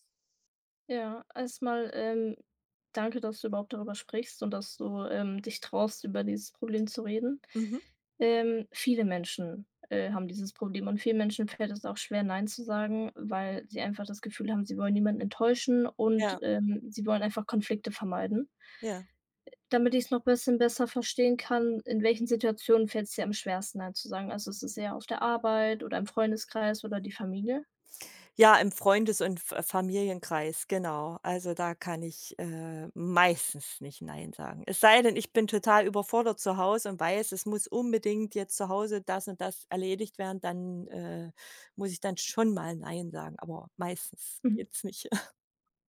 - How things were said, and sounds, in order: background speech; other background noise; tapping; snort
- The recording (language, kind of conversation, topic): German, advice, Wie kann ich Nein sagen und meine Grenzen ausdrücken, ohne mich schuldig zu fühlen?
- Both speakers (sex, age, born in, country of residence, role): female, 18-19, Germany, Germany, advisor; female, 40-44, Germany, Germany, user